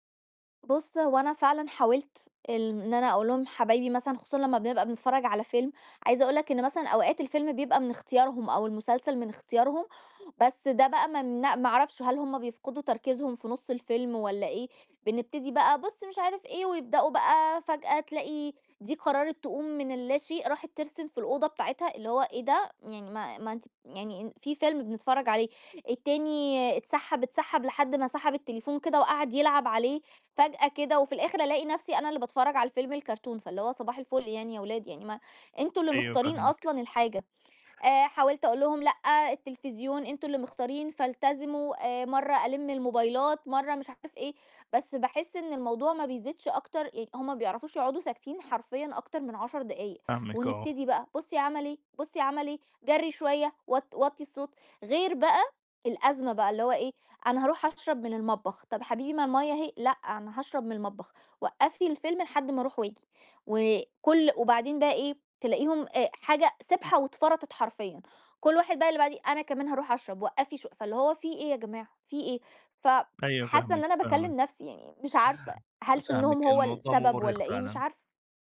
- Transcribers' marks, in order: tapping
- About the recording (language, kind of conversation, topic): Arabic, advice, ليه مش بعرف أركز وأنا بتفرّج على أفلام أو بستمتع بوقتي في البيت؟